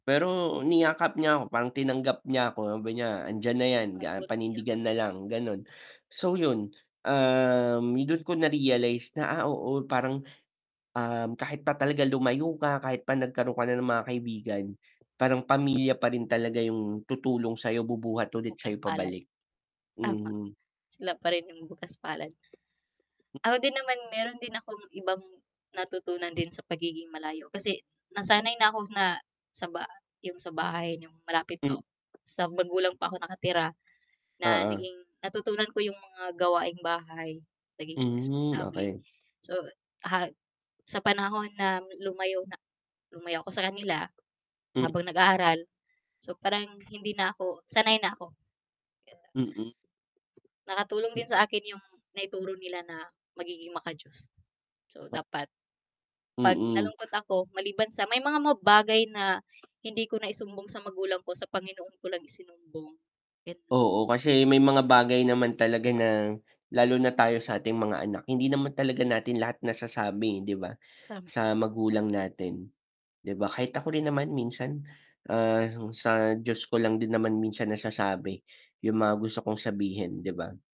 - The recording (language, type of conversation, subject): Filipino, unstructured, Ano ang pinakamahalagang aral na natutunan mo mula sa iyong mga magulang?
- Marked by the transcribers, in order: distorted speech; gasp; unintelligible speech; static